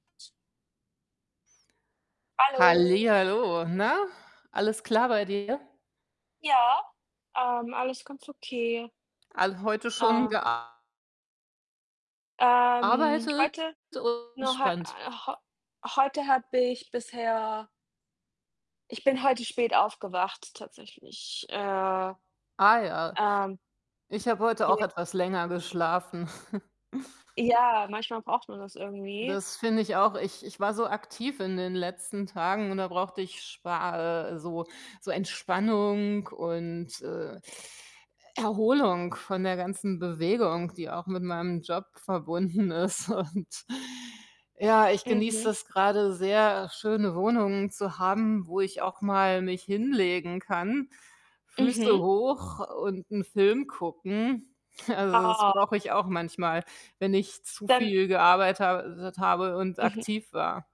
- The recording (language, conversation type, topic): German, unstructured, Wie entspannst du dich nach der Arbeit?
- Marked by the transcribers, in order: other background noise; distorted speech; unintelligible speech; chuckle; laughing while speaking: "Und"; laughing while speaking: "Also"